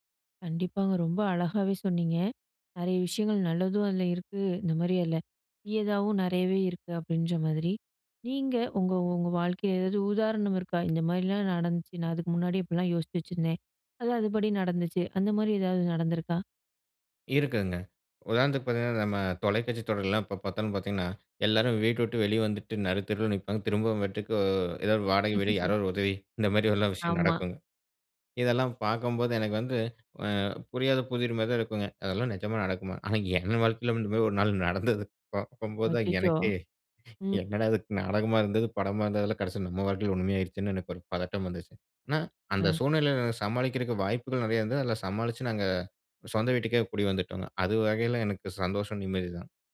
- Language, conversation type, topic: Tamil, podcast, புதுமையான கதைகளை உருவாக்கத் தொடங்குவது எப்படி?
- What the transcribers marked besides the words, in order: other background noise; drawn out: "வீட்டுக்கு"; chuckle; chuckle